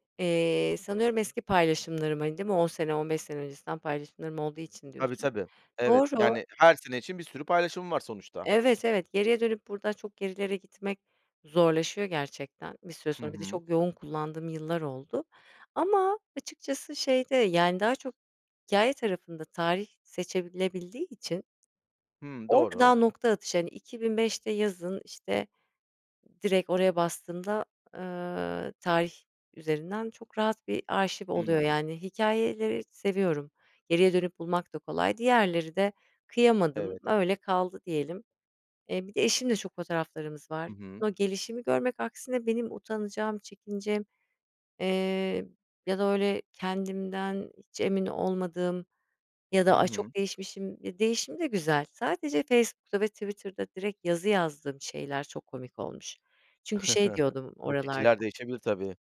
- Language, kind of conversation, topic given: Turkish, podcast, Eski gönderileri silmeli miyiz yoksa saklamalı mıyız?
- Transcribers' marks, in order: other background noise; "seçilebildiği" said as "seçebilebildiği"; tapping; chuckle